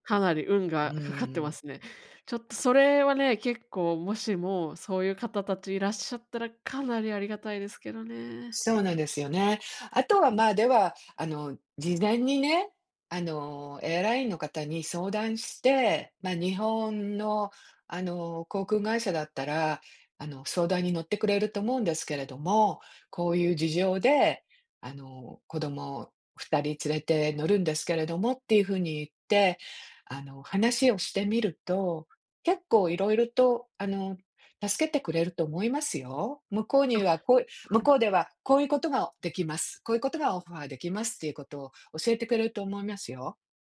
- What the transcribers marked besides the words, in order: other background noise
- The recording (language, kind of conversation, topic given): Japanese, advice, 旅行中の不安を減らし、安全に過ごすにはどうすればよいですか？